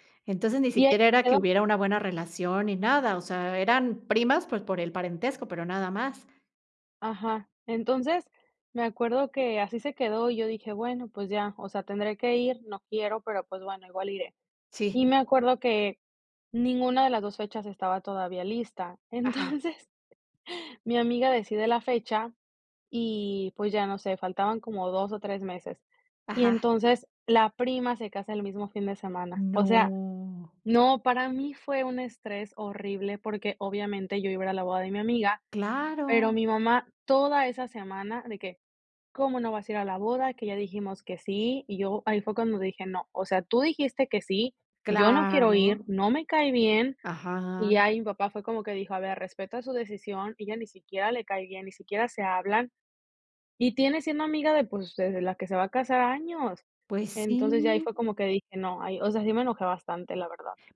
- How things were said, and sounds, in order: laughing while speaking: "Entonces"
- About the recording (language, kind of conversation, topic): Spanish, podcast, ¿Cómo reaccionas cuando alguien cruza tus límites?